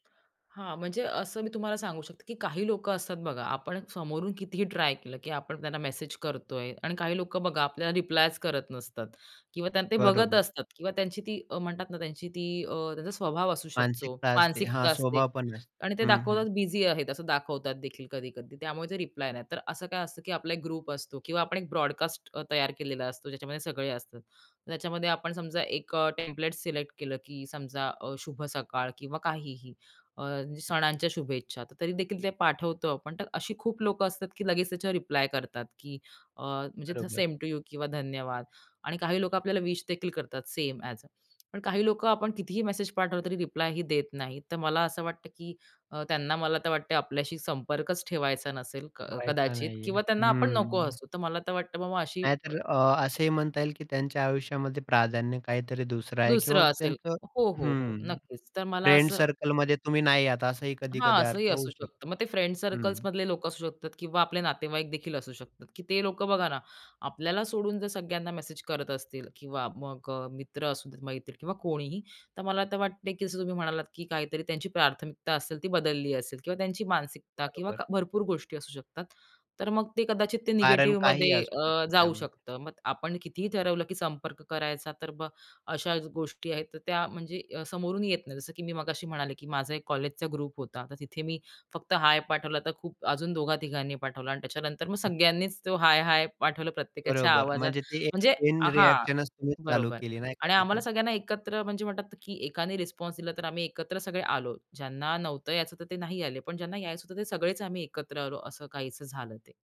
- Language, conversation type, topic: Marathi, podcast, संपर्क टिकवून ठेवण्यासाठी तुम्ही काय करता?
- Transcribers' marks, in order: tapping; other background noise; in English: "ग्रुप"; in English: "सेम टू यू"; in English: "सेम ॲज"; in English: "ग्रुप"; other noise; laughing while speaking: "प्रत्येकाच्या आवाजात म्हणजे"; in English: "रिएक्शनच"